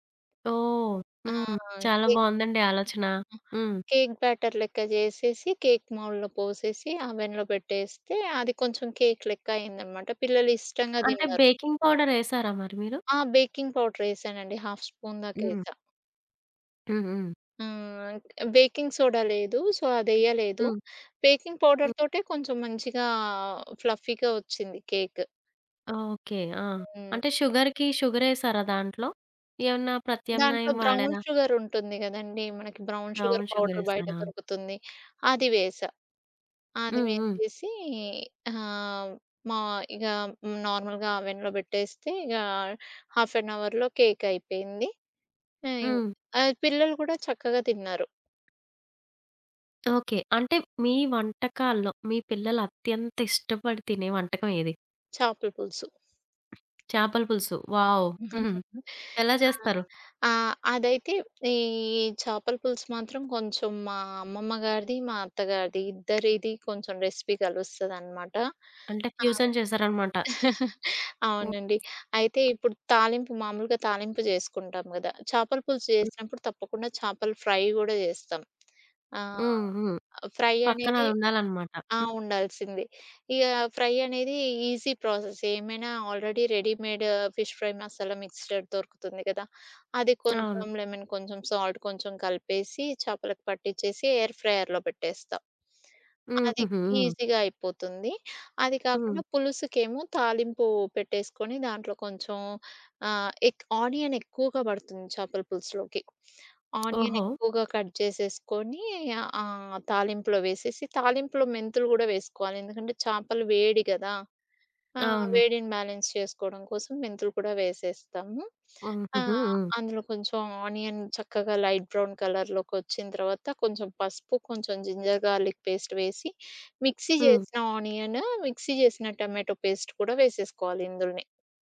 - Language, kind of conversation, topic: Telugu, podcast, ఫ్రిజ్‌లో ఉండే సాధారణ పదార్థాలతో మీరు ఏ సౌఖ్యాహారం తయారు చేస్తారు?
- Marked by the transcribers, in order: in English: "కేక్ బ్యాటర్"; in English: "కేక్ మౌల్లో"; in English: "అవెన్‌లో"; in English: "బేకింగ్"; in English: "బేకింగ్"; in English: "హాఫ్ స్పూన్"; in English: "బేకింగ్ సోడా"; in English: "సో"; in English: "బేకింగ్ పౌడర్‌తోటే"; in English: "ఫ్లఫీగా"; in English: "షుగర్‌కి"; in English: "బ్రౌన్ షుగర్"; in English: "బ్రౌన్"; in English: "బ్రౌన్ షుగర్ పౌడర్"; other background noise; in English: "నార్మల్‌గా అవెన్‌లో"; in English: "హాఫ్ అన్ అవర్‌లో"; tapping; in English: "వావ్!"; giggle; in English: "రెసిపీ"; giggle; in English: "ఫ్యూజన్"; in English: "ఫ్రై"; in English: "ఫ్రై"; in English: "ఫ్రై"; in English: "ఈజీ"; in English: "ఆల్‌రెడీ రెడీమేడ్ ఫిష్ ఫ్రై"; in English: "మిక్స్డ్"; in English: "లెమన్"; in English: "సాల్ట్"; in English: "ఎయిర్ ఫ్రైయర్‌లో"; in English: "ఈజీగా"; in English: "ఆనియన్"; in English: "ఆనియన్"; in English: "కట్"; in English: "బ్యాలెన్స్"; in English: "ఆనియన్"; in English: "లైట్ బ్రౌన్"; in English: "జింజర్ గార్లిక్ పేస్ట్"; in English: "మిక్సీ"; in English: "ఆనియన్, మిక్సీ"; in English: "టమాటో పేస్ట్"